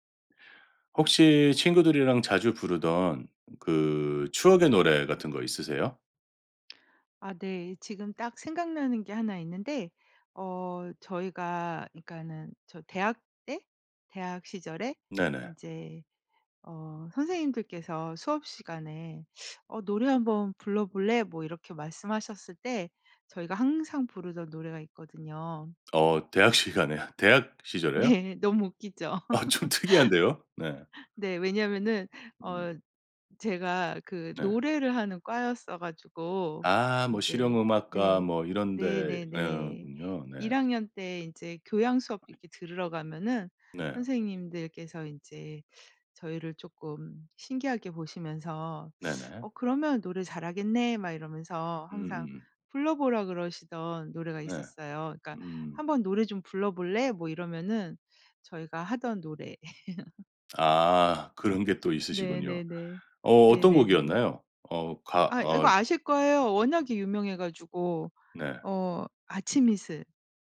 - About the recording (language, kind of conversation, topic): Korean, podcast, 친구들과 함께 부르던 추억의 노래가 있나요?
- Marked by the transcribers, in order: lip smack; laughing while speaking: "시간에"; laughing while speaking: "네"; laughing while speaking: "아. 좀 특이한데요"; laugh; tapping; laugh